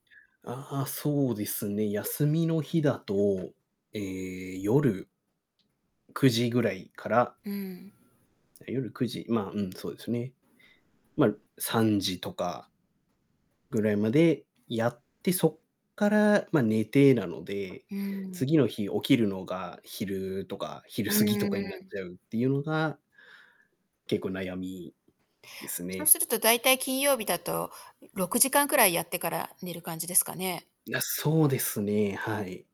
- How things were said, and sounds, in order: static; laughing while speaking: "昼過ぎとかになっちゃう"
- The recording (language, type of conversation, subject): Japanese, advice, 休みの日にだらけて生活リズムが狂ってしまうのは、どうすれば改善できますか？